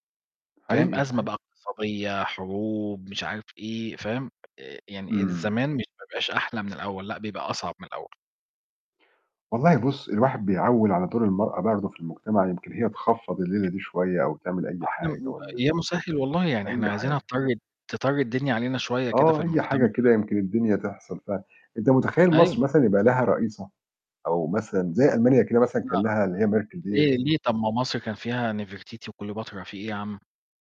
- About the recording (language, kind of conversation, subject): Arabic, unstructured, إيه رأيك في دور الست في المجتمع دلوقتي؟
- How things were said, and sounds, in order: unintelligible speech; distorted speech; tapping